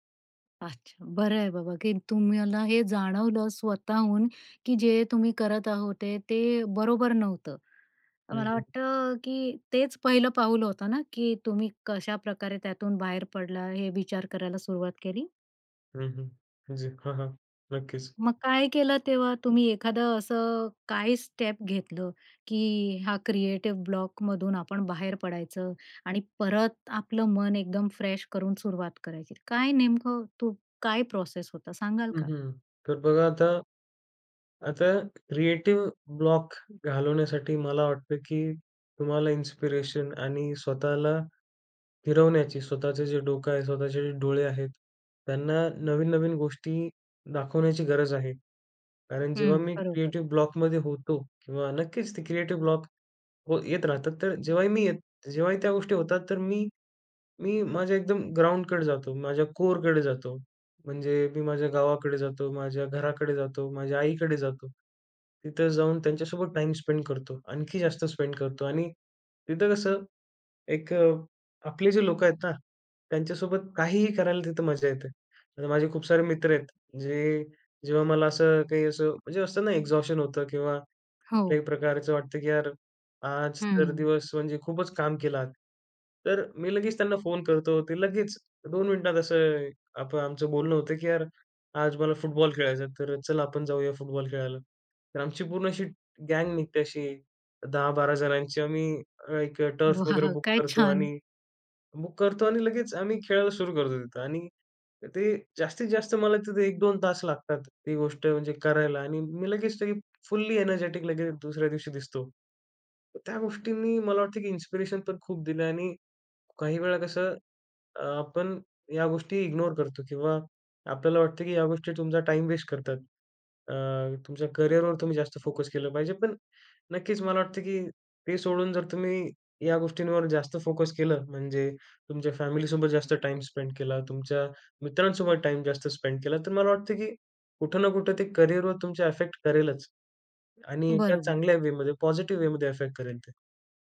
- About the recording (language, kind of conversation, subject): Marathi, podcast, सर्जनशीलतेचा अडथळा आला तर पुढे तुम्ही काय करता?
- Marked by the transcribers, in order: in English: "स्टेप"; in English: "क्रिएटिव्ह ब्लॉक"; in English: "फ्रेश"; in English: "प्रोसेस"; in English: "क्रिएटिव ब्लॉक"; in English: "इन्स्पिरेशन"; in English: "क्रिएटिव्ह ब्लॉकमध्ये"; in English: "क्रिएटिव ब्लॉक"; in English: "कोअरकडे"; other background noise; in English: "टाइम स्पेंड"; in English: "स्पेंड"; breath; in English: "एक्झॉशन"; in English: "फुटबॉल"; in English: "फुटबॉल"; in English: "गॅंग"; in English: "टर्फ"; in English: "बुक"; in English: "बुक"; laughing while speaking: "वाह!"; in English: "फुल्ली एनर्जेटिक"; in English: "इन्स्पिरेशन"; in English: "इग्नोर"; in English: "टाइम वेस्ट"; in English: "करिअरवर"; in English: "फोकस"; in English: "फोकस"; in English: "फॅमिलीसोबत"; in English: "टाइम स्पेंड"; in English: "टाइम"; in English: "स्पेंड"; in English: "अफेक्ट"; in English: "वेमध्ये, पॉझिटिव्ह वेमध्ये अफेक्ट"